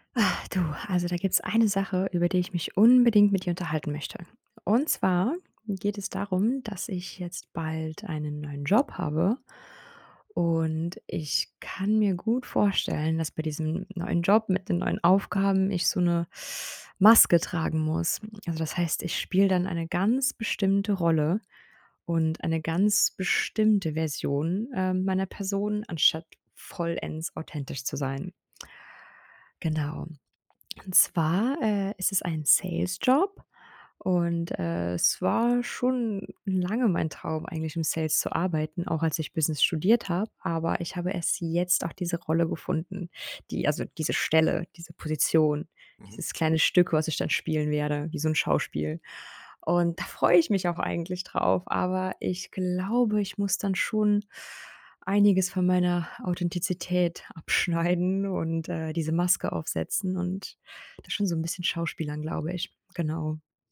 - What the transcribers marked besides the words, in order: laughing while speaking: "abschneiden"
- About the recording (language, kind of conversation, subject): German, advice, Warum muss ich im Job eine Rolle spielen, statt authentisch zu sein?